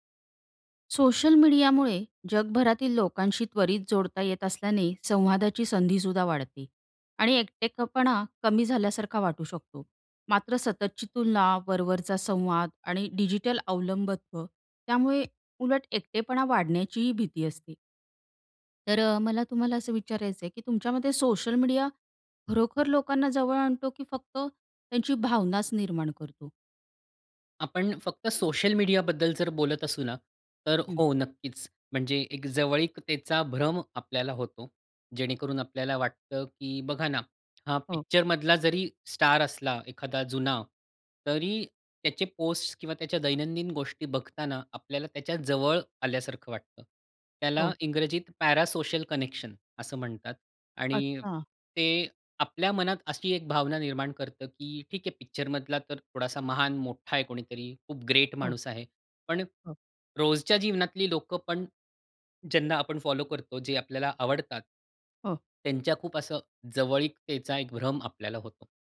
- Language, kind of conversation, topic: Marathi, podcast, सोशल मीडियामुळे एकटेपणा कमी होतो की वाढतो, असं तुम्हाला वाटतं का?
- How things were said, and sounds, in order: tapping; in English: "पॅरासोशल"